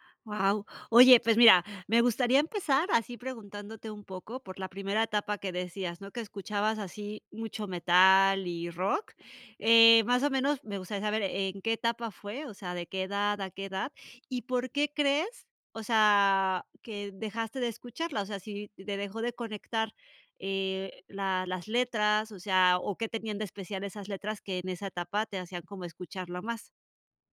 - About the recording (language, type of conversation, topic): Spanish, podcast, ¿Cómo describirías la banda sonora de tu vida?
- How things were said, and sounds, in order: other background noise